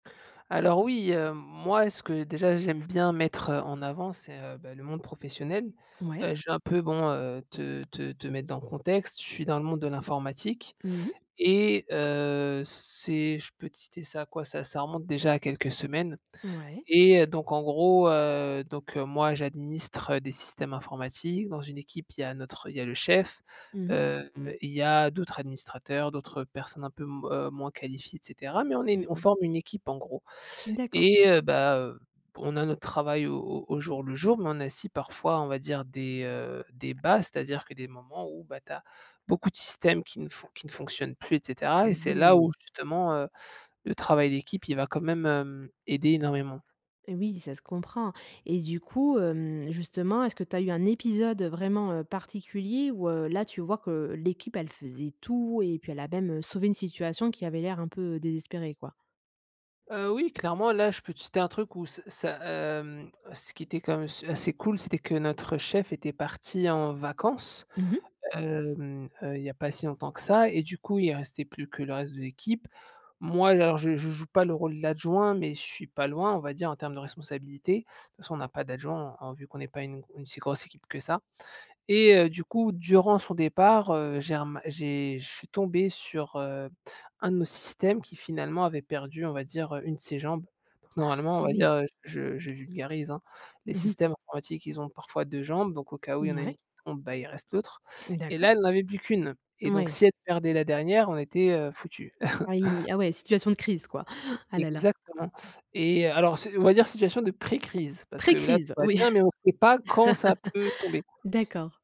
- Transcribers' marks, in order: other background noise; tapping; inhale; chuckle; gasp; stressed: "Exactement"; stressed: "Pré-crise"; stressed: "pas"; laugh
- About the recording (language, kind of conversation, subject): French, podcast, Peux-tu raconter un moment où ton équipe a vraiment bien fonctionné ?